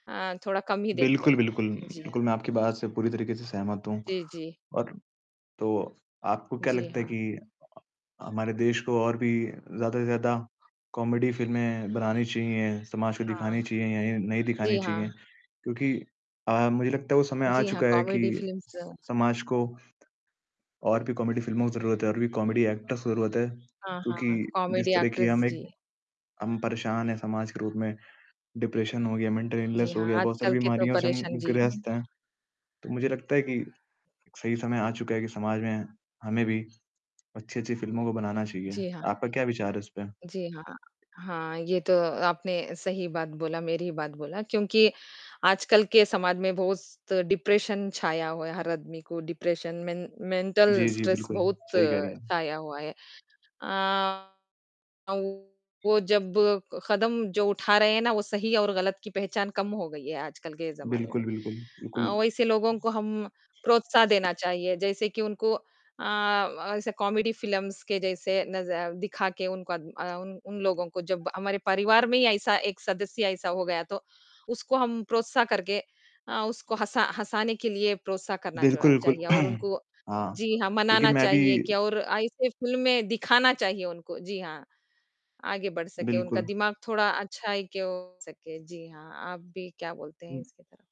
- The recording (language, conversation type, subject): Hindi, unstructured, आपको कौन-सी फिल्में देखते समय सबसे ज़्यादा हँसी आती है?
- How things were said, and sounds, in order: static; other background noise; in English: "कॉमेडी"; in English: "कॉमेडी फिल्म्स"; distorted speech; in English: "कॉमेडी"; in English: "कॉमेडी एक्टर्स"; in English: "कॉमेडी एक्ट्रेस"; in English: "डिप्रेशन"; in English: "मेंटल इलनेस"; in English: "डिप्रेशन"; in English: "डिप्रेशन, मेन मेंटल स्ट्रेस"; mechanical hum; in English: "कॉमेडी फिल्म्स"; throat clearing